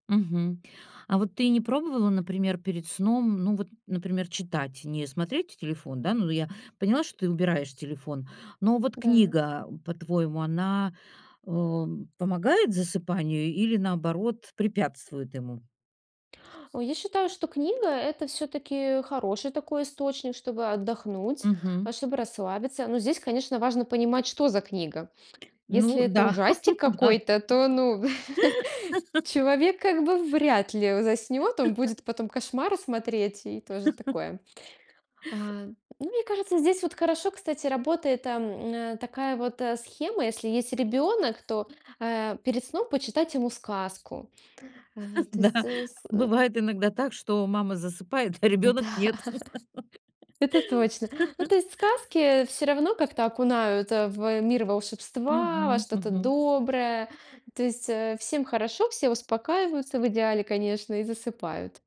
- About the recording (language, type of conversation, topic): Russian, podcast, Что помогает тебе быстро заснуть без таблеток?
- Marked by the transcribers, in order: laugh; laughing while speaking: "да"; laugh; chuckle; other background noise; laugh; laugh; laugh; laughing while speaking: "Да"; laughing while speaking: "Да"; laugh; laughing while speaking: "а ребёнок - нет"; laugh